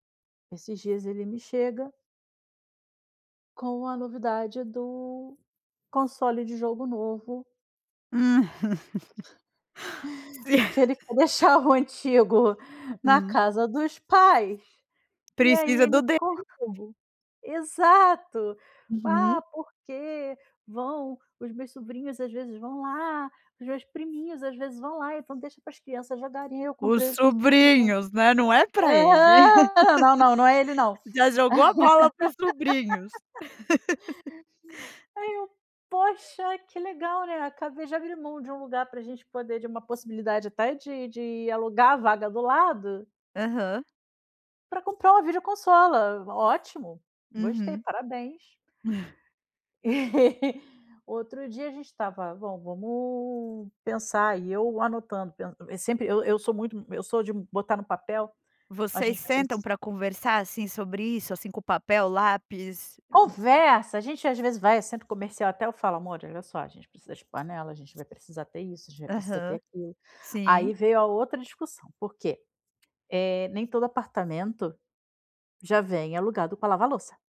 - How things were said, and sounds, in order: laugh; other background noise; laughing while speaking: "Si"; tapping; laugh; laugh; in Spanish: "videoconsola"; chuckle; laughing while speaking: "E"
- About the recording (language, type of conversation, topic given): Portuguese, advice, Como foi a conversa com seu parceiro sobre prioridades de gastos diferentes?